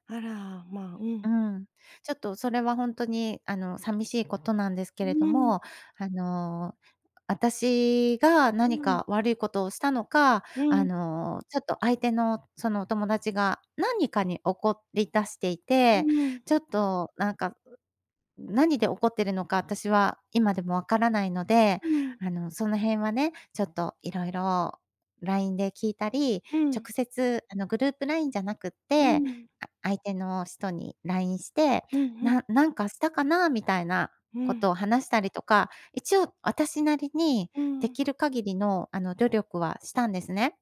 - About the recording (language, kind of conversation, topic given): Japanese, advice, 共通の友人関係をどう維持すればよいか悩んでいますか？
- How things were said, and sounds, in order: none